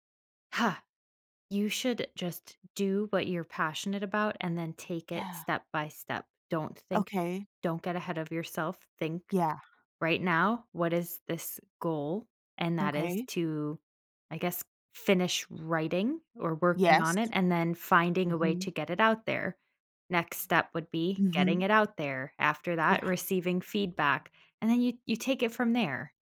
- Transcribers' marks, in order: tapping
- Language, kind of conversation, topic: English, advice, How can I prepare for a major life change?